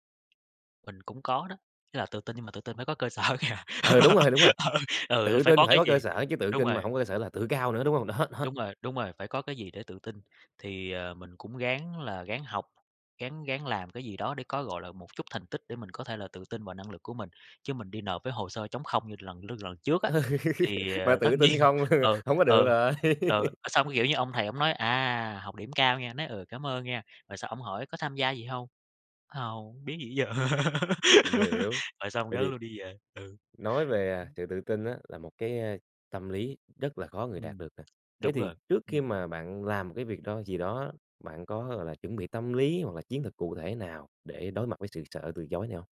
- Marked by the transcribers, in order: tapping; laughing while speaking: "sở kìa. Ừ"; laugh; laughing while speaking: "Ừ"; laugh; laughing while speaking: "nhiên"; giggle; other background noise; laugh
- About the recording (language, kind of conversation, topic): Vietnamese, podcast, Bạn vượt qua nỗi sợ bị từ chối như thế nào?